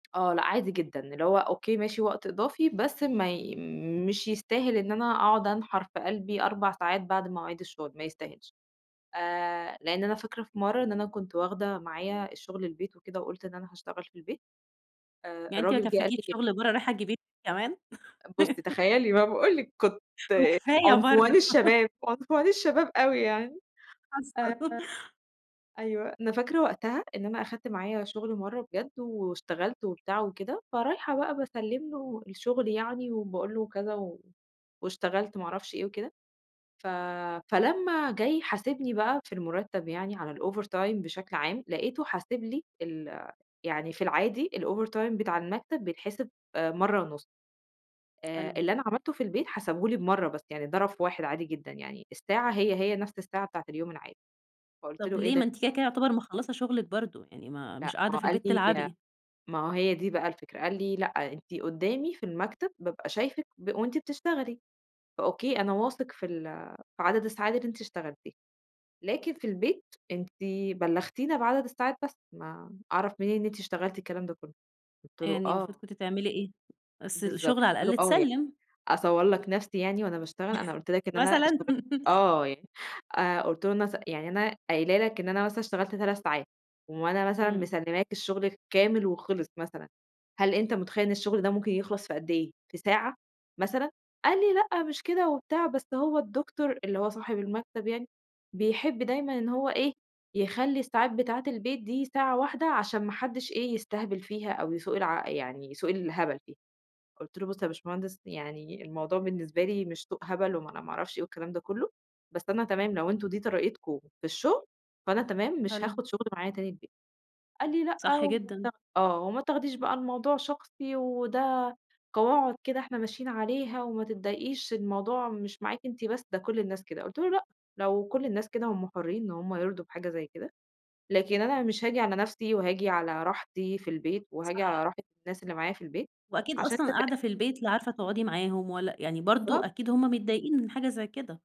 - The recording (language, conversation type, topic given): Arabic, podcast, إزاي بتوازن بين الشغل وصحتك؟
- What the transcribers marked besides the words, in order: tapping; unintelligible speech; laugh; laugh; laughing while speaking: "حصل"; laugh; in English: "الover time"; in English: "الover time"; chuckle; laugh; unintelligible speech